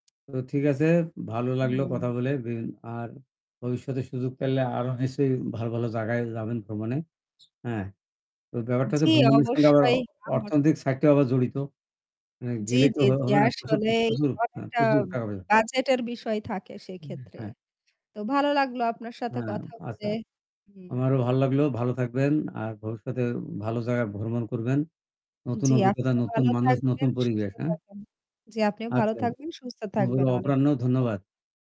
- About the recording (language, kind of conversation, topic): Bengali, unstructured, ভ্রমণে গিয়ে আপনার সবচেয়ে বড় অবাক হওয়ার মতো কোন ঘটনা ঘটেছিল?
- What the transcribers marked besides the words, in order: static; tapping; unintelligible speech